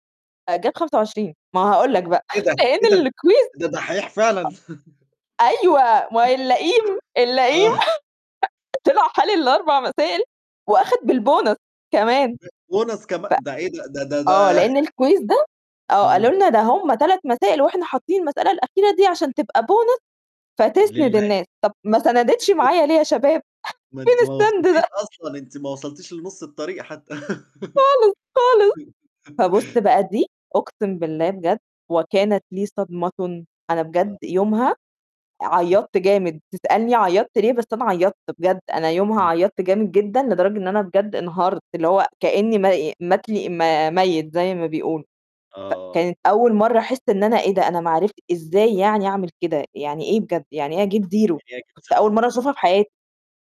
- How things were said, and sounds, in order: laughing while speaking: "لأن الكويز"; in English: "الكويز"; laughing while speaking: "أيوه، ما هو اللئيم، اللئيم طلع حالل الأربع مسائل"; laugh; chuckle; in English: "بالبونص"; in English: "الكويز"; unintelligible speech; in English: "bonus"; chuckle; in English: "bonus"; chuckle; laughing while speaking: "فين السند ده؟"; laughing while speaking: "خالص، خالص"; laugh; in English: "zero؟"; unintelligible speech
- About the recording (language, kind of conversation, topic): Arabic, podcast, إزاي تفضل محافظ على حماسك بعد فشل مؤقت؟